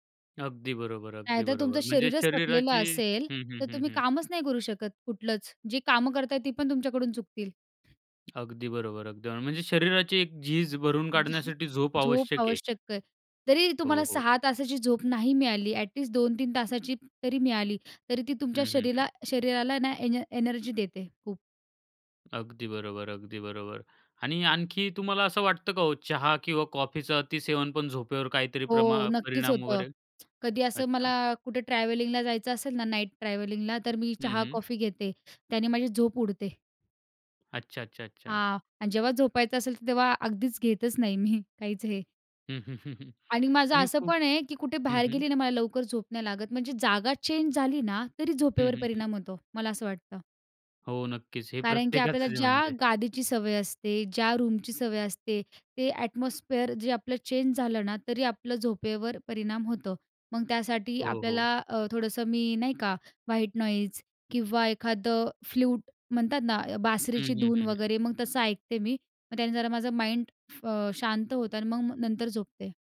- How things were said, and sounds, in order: tapping; other background noise; in English: "ॲट लिस्ट"; chuckle; in English: "ॲटमॉस्फिअर"; in English: "व्हाईट नॉईज"; in English: "फ्लूट"; in English: "माइंड"
- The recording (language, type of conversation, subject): Marathi, podcast, झोप सुधारण्यासाठी तुम्ही कोणते साधे उपाय वापरता?